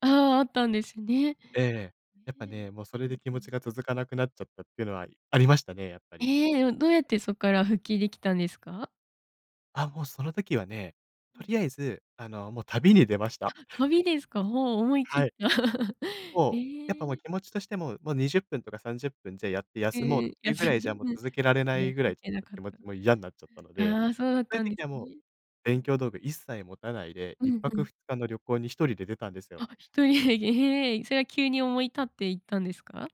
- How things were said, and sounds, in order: chuckle; chuckle; laughing while speaking: "やっぱり、うん"; laughing while speaking: "ええ"
- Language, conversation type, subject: Japanese, podcast, 学習のやる気が下がったとき、あなたはどうしていますか？